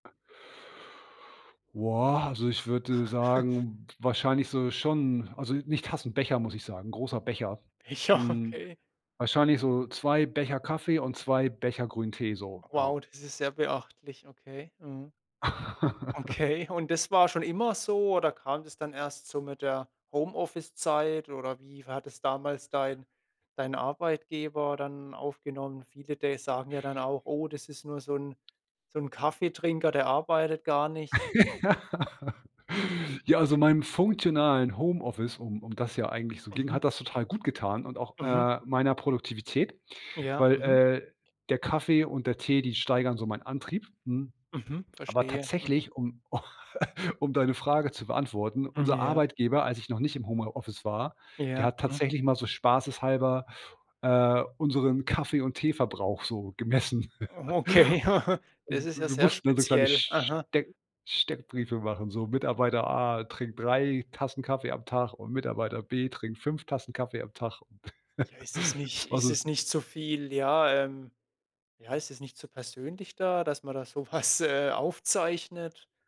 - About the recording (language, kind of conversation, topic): German, podcast, Wie richtest du einen funktionalen Homeoffice-Arbeitsplatz ein?
- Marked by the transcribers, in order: laugh; laughing while speaking: "Becher, okay"; laugh; laugh; laugh; laughing while speaking: "Okay"; giggle; laugh; laugh; laughing while speaking: "was"